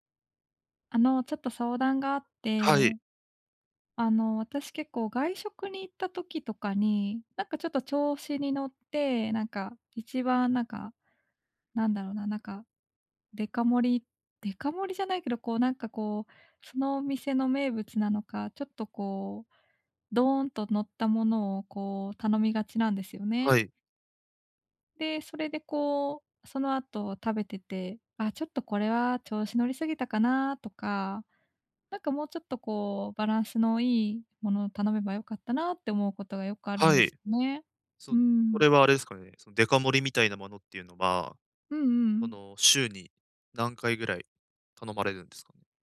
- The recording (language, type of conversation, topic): Japanese, advice, 外食のとき、健康に良い選び方はありますか？
- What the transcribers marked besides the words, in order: none